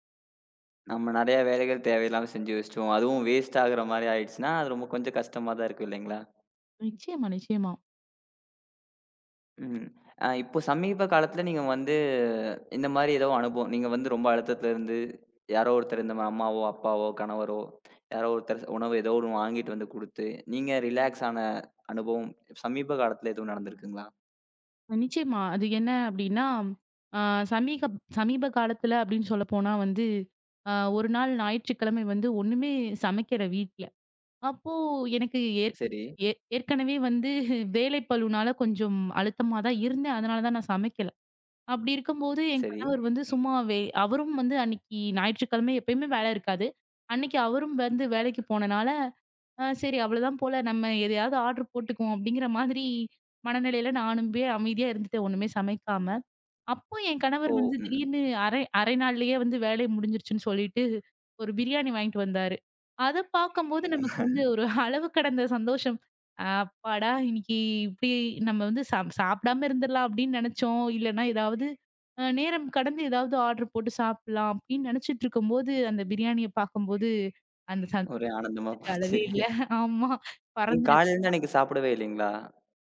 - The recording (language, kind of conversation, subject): Tamil, podcast, அழுத்தமான நேரத்தில் உங்களுக்கு ஆறுதலாக இருந்த உணவு எது?
- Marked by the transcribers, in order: in English: "வேஸ்ட்"; in another language: "ரிலாக்ஸ்"; chuckle; other noise; in English: "ஆர்டர்"; chuckle; laugh; laughing while speaking: "அளவு கடந்த"; in English: "ஆடர்"; laughing while speaking: "போச்சு"; laughing while speaking: "இல்ல. ஆமா பறந்துச்சு"